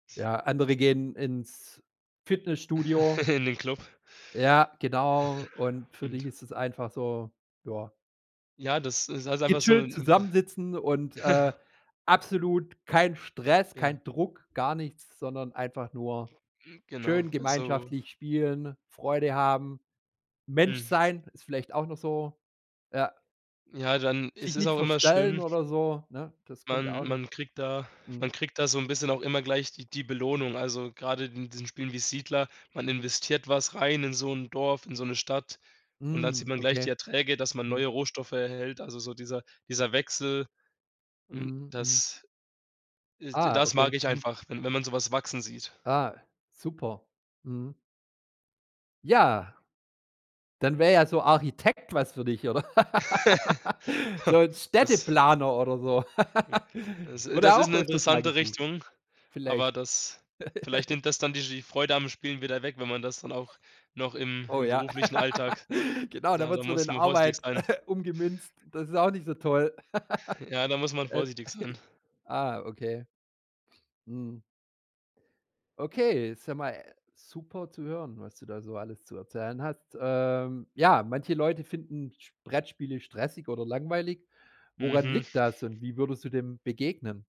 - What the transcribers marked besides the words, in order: chuckle; chuckle; chuckle; chuckle; laugh; laugh; chuckle; laugh; chuckle; laugh; chuckle
- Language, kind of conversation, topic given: German, podcast, Wie erklärst du dir die Freude an Brettspielen?